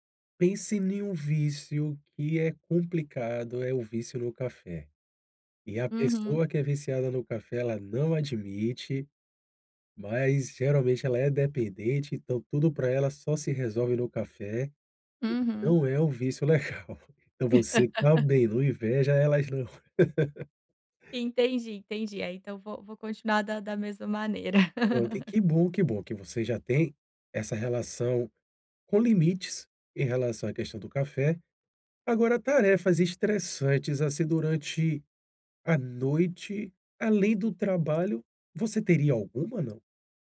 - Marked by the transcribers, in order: laugh; tapping; laugh; laugh
- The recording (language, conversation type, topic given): Portuguese, advice, Como posso criar rituais relaxantes antes de dormir?